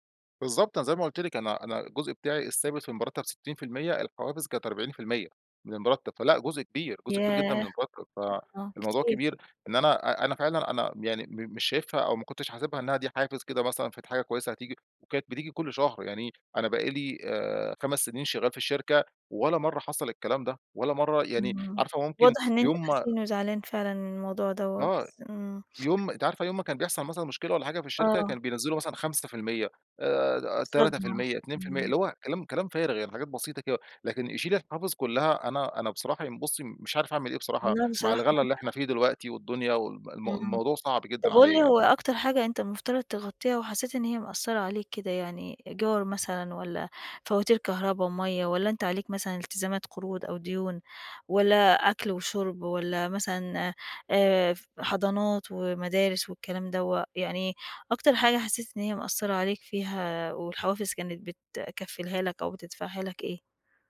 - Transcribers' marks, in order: other background noise; tapping
- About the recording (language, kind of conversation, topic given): Arabic, advice, ازاي انخفاض دخلك فجأة أثر على التزاماتك ومصاريفك الشهرية؟